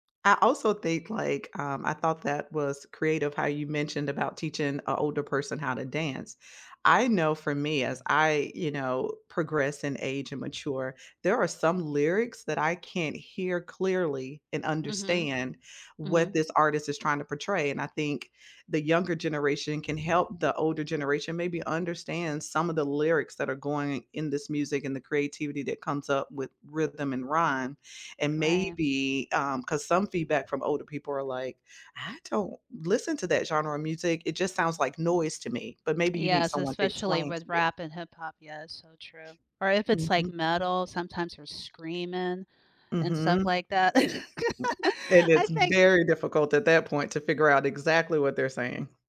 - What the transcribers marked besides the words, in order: tapping; other background noise; other noise; laugh
- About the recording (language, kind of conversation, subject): English, unstructured, How do local music events bring people together and build a sense of community?
- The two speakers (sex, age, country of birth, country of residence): female, 50-54, United States, United States; female, 50-54, United States, United States